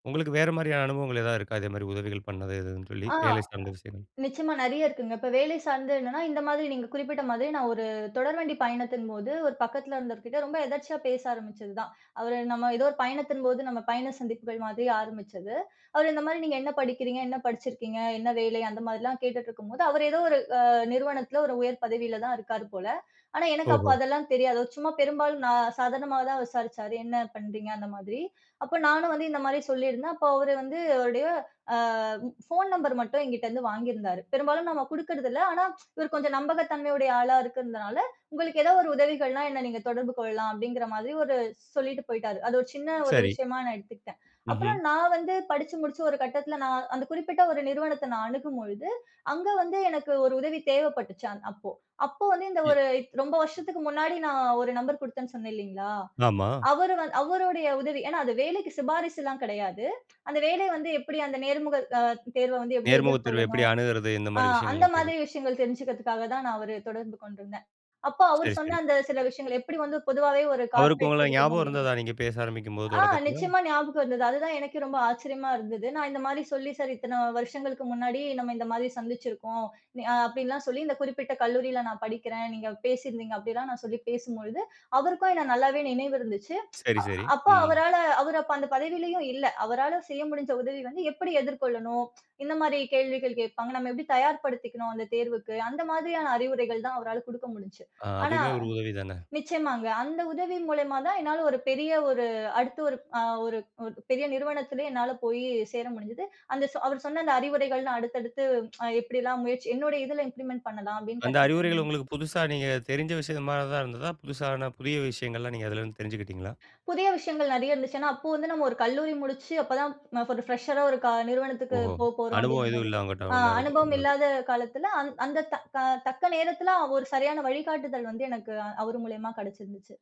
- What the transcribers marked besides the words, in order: other noise; tsk; unintelligible speech; in English: "கார்பெட்"; tsk; tsk; in English: "இம்ப்லிமென்ட்"; in English: "ஃபிரெஷ்ஷரா"; unintelligible speech
- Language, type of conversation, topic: Tamil, podcast, சிறிய உதவி பெரிய மாற்றத்தை உருவாக்கிய அனுபவம் உங்களுக்குண்டா?